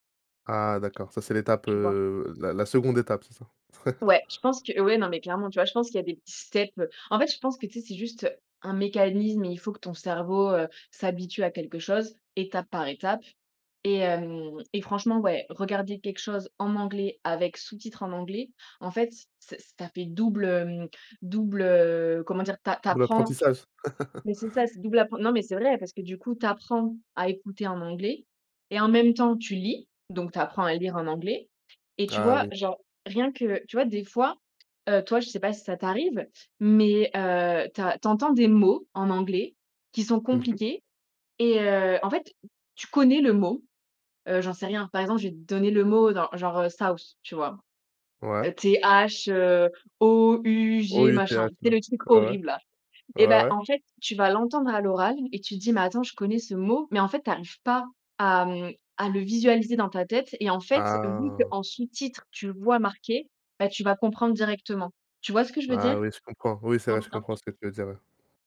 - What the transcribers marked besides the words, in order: other background noise; drawn out: "heu"; chuckle; in English: "steps"; drawn out: "heu"; laugh; tapping; "genr-" said as "zenr"; put-on voice: "South"; drawn out: "Ah !"; unintelligible speech
- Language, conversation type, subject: French, podcast, Tu regardes les séries étrangères en version originale sous-titrée ou en version doublée ?